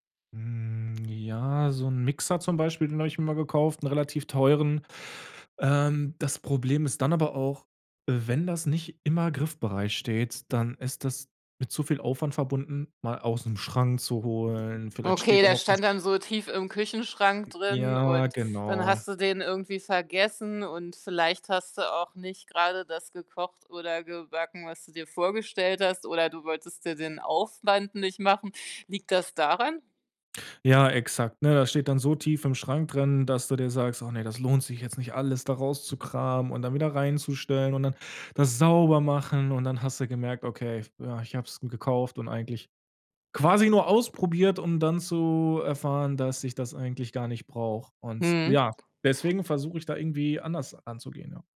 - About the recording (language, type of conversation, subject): German, podcast, Wie probierst du neue Dinge aus, ohne gleich alles zu kaufen?
- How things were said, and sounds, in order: drawn out: "Mhm"